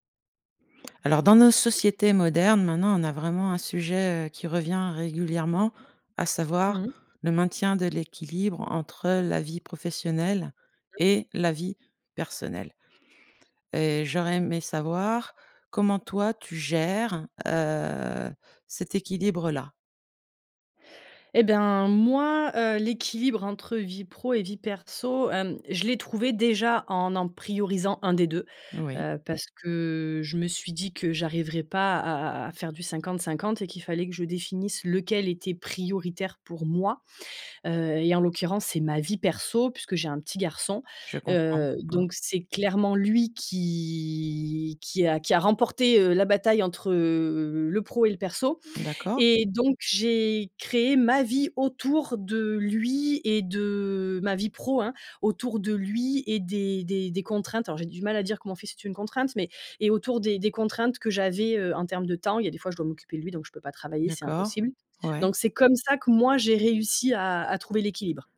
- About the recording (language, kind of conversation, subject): French, podcast, Comment trouves-tu l’équilibre entre ta vie professionnelle et ta vie personnelle ?
- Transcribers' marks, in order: drawn out: "heu"; stressed: "moi"; drawn out: "qui"; stressed: "comme ça"